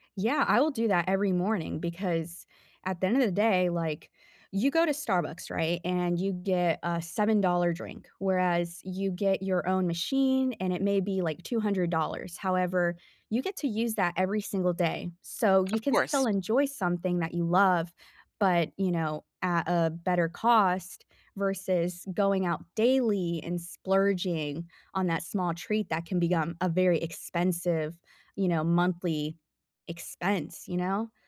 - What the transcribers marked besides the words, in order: "become" said as "begome"
- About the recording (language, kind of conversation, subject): English, unstructured, How can I balance saving for the future with small treats?